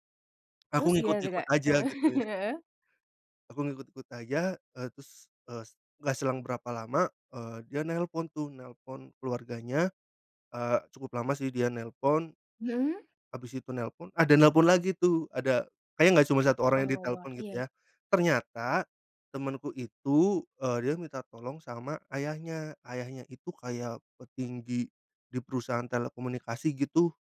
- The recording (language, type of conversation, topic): Indonesian, podcast, Pernah nggak kamu mentok di tengah proyek? Cerita dong?
- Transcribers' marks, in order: other background noise; chuckle; tapping